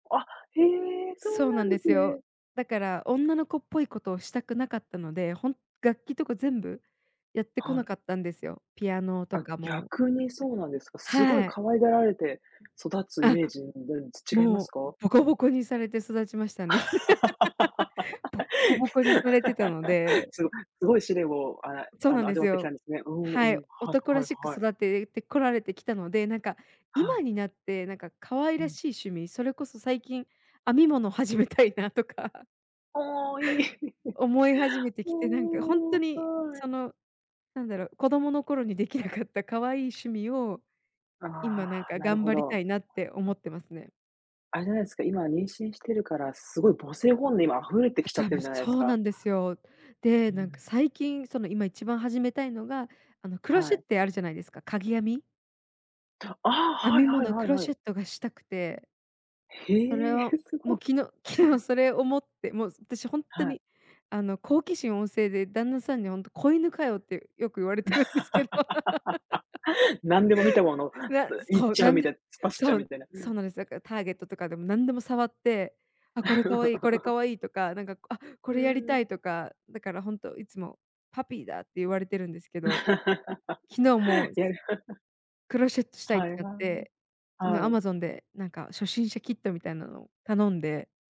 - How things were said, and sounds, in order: tapping; other background noise; laugh; laughing while speaking: "始めたいなとか"; laughing while speaking: "いい"; chuckle; laughing while speaking: "できなかった"; laughing while speaking: "すご"; laughing while speaking: "昨日"; laughing while speaking: "言われてるんですけど"; laugh; chuckle; chuckle; laughing while speaking: "や"; chuckle
- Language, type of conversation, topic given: Japanese, unstructured, 趣味をしているとき、いちばん楽しい瞬間はいつですか？